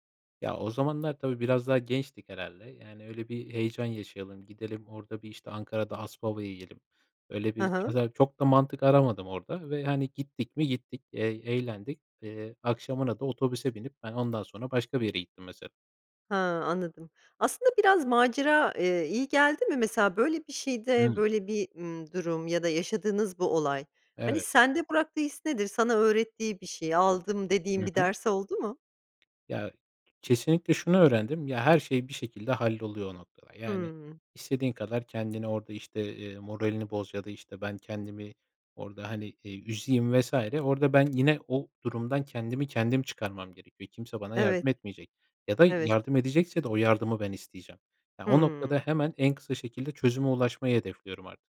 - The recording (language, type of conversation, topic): Turkish, podcast, En unutulmaz seyahat deneyimini anlatır mısın?
- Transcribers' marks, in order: tapping